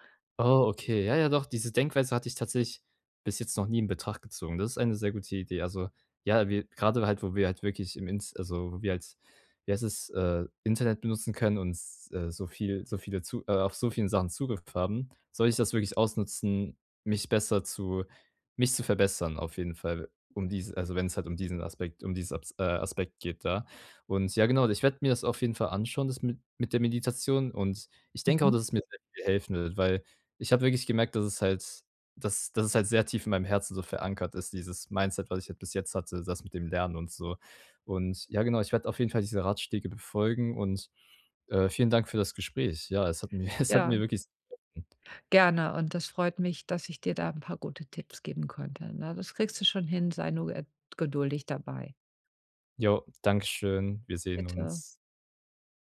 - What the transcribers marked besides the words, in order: laughing while speaking: "es hat mir"
- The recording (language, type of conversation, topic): German, advice, Wie kann ich zu Hause trotz Stress besser entspannen?